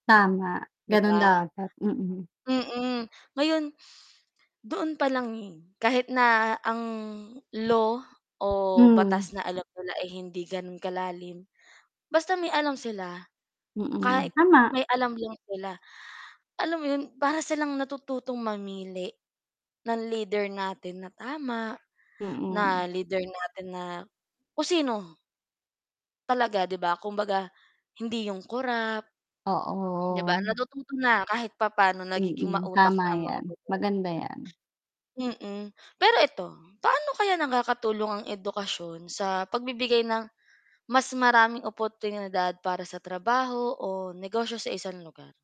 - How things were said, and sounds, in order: static; other background noise; sniff; tapping; distorted speech
- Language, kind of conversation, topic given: Filipino, unstructured, Paano nakakaapekto ang edukasyon sa pag-unlad ng isang komunidad?